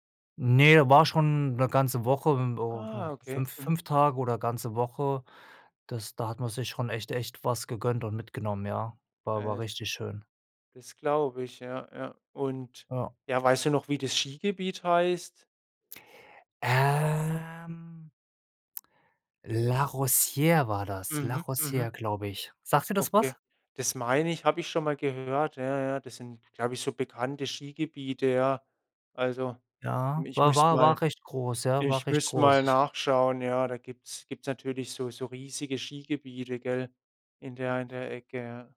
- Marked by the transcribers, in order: unintelligible speech; unintelligible speech; drawn out: "Ähm"
- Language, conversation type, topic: German, podcast, Was war dein schönstes Outdoor-Abenteuer, und was hat es so besonders gemacht?